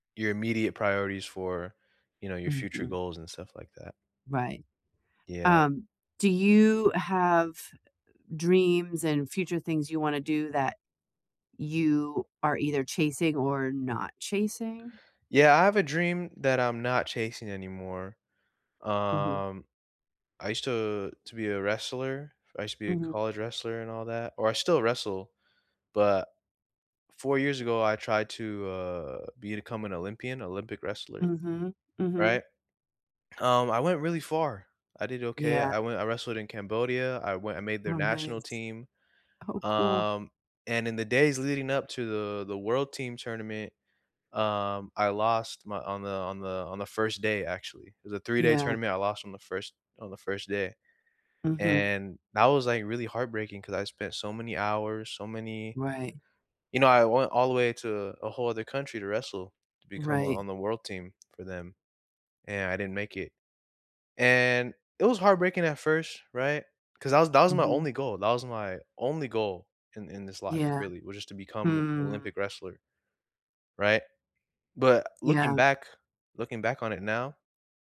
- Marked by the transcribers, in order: other noise
- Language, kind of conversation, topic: English, unstructured, What stops people from chasing their dreams?
- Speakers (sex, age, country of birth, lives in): female, 45-49, United States, United States; male, 20-24, United States, United States